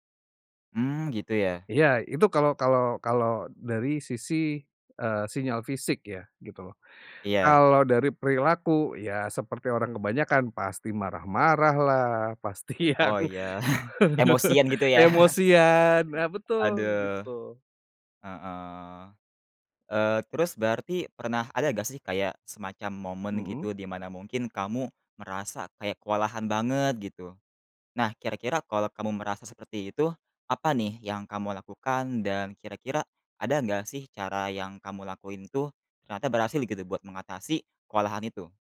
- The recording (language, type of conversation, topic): Indonesian, podcast, Gimana cara kamu ngatur stres saat kerjaan lagi numpuk banget?
- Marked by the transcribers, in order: chuckle; laughing while speaking: "pasti yang"; chuckle; other background noise; laugh